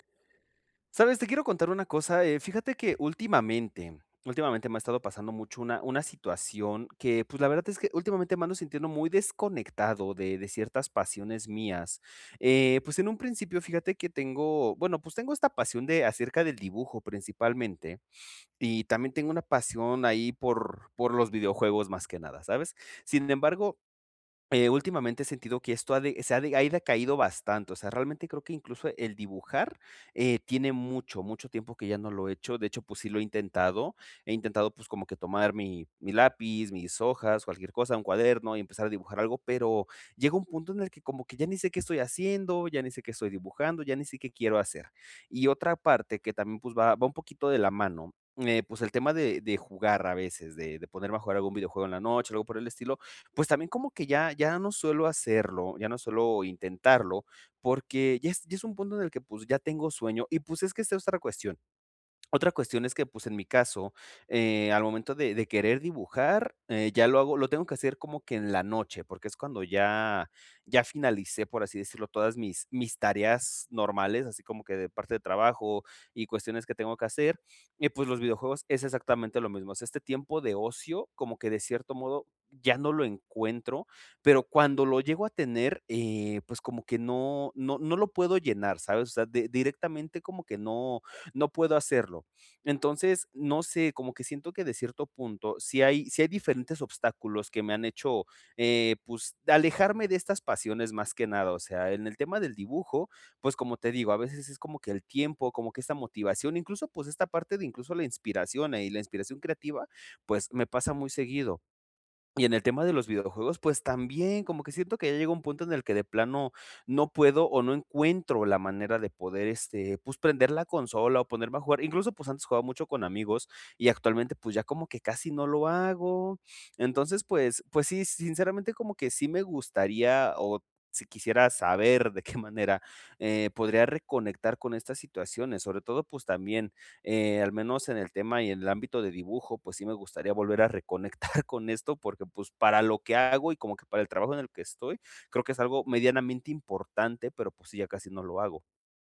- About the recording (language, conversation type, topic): Spanish, advice, ¿Cómo puedo volver a conectar con lo que me apasiona si me siento desconectado?
- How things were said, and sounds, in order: laughing while speaking: "qué"; laughing while speaking: "reconectar"